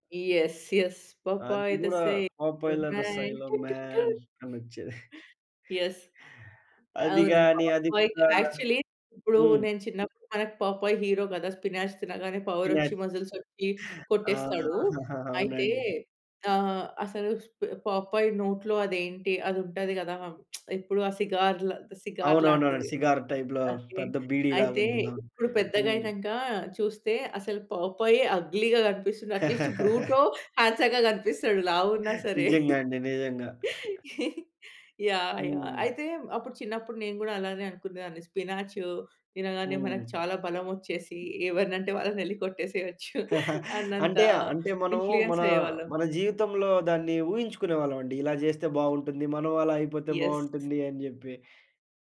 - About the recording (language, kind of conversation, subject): Telugu, podcast, చిన్నతనంలో మీరు చూసిన టెలివిజన్ కార్యక్రమం ఏది?
- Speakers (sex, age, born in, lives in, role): female, 30-34, India, India, host; male, 20-24, India, India, guest
- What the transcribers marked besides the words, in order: in English: "యెస్. యెస్. పాప్ ఐయ్‌ల ద సైల మాన్యా. టు టు టు. యెస్"; singing: "పాప్ ఐయ్‌ల ద సైల మాన్యా. టు టు టు. యెస్"; in English: "యాక్చువల్లీ"; in English: "హీరో"; in English: "స్పినాచ్"; in English: "పవర్"; in English: "మసిల్స్"; chuckle; lip smack; in English: "సిగార్‌ల సిగార్"; in English: "సిగార్ టైప్‌లో"; in English: "అగ్లీ‌గా"; in English: "అట్లీస్ట్"; laugh; in English: "హాండ్సమ్‌గా"; laughing while speaking: "నిజంగా అండి. నిజంగా"; chuckle; other background noise; chuckle; in English: "ఇన్ఫ్లుయెన్స్"; in English: "యెస్"